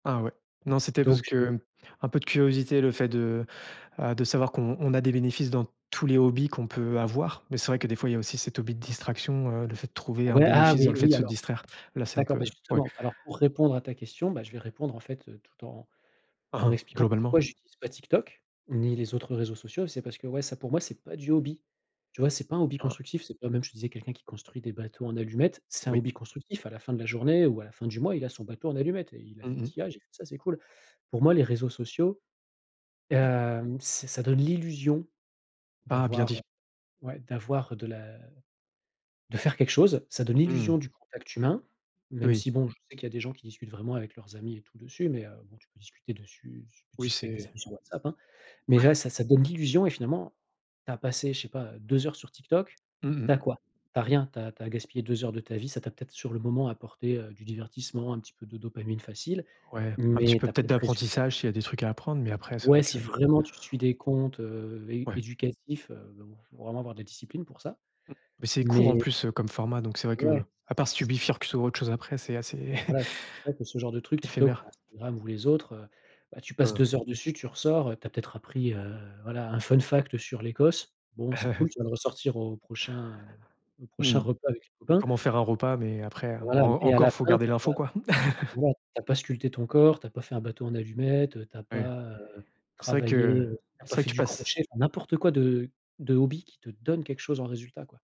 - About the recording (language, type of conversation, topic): French, podcast, Comment ton hobby t’aide-t-il à décompresser après une journée ?
- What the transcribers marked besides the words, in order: unintelligible speech; blowing; chuckle; in English: "fun fact"; chuckle; chuckle; stressed: "donne"